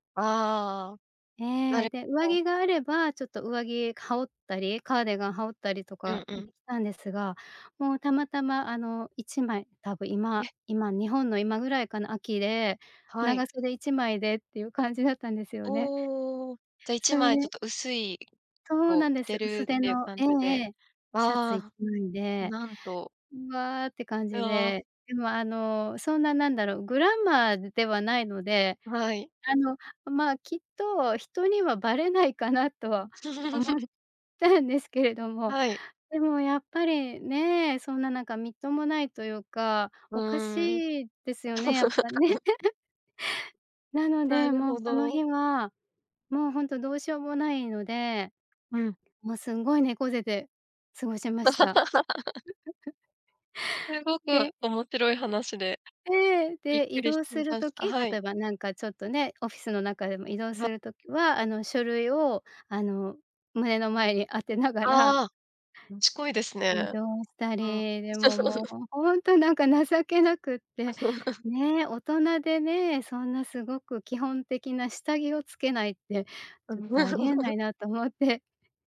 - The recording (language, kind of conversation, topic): Japanese, podcast, 服の失敗談、何かある？
- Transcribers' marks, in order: "羽織ったり" said as "かおったり"; "カーディガン" said as "カーデガン"; chuckle; laugh; laugh; chuckle; laugh; laughing while speaking: "そうなん"; laugh; laughing while speaking: "思って"